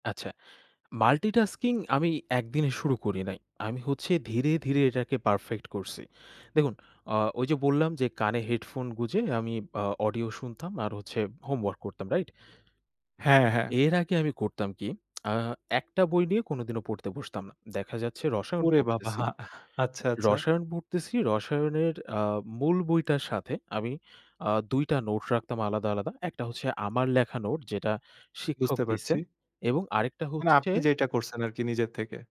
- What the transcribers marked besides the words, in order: laughing while speaking: "বাবা"
- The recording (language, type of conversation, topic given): Bengali, podcast, কীভাবে আপনি আপনার কাজকে আরও উদ্দেশ্যপূর্ণ করে তুলতে পারেন?